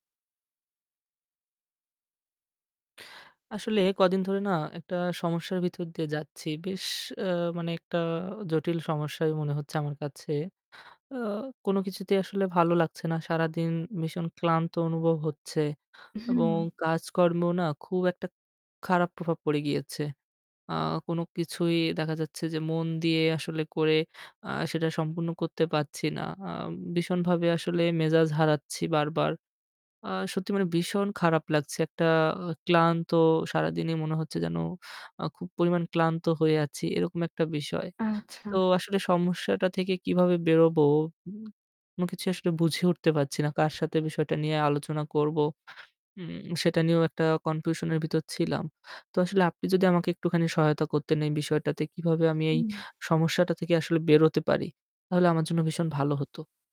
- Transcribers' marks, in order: static; in English: "confusion"
- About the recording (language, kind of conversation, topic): Bengali, advice, দীর্ঘদিন ধরে ঘুম না হওয়া ও সারাদিন ক্লান্তি নিয়ে আপনার অভিজ্ঞতা কী?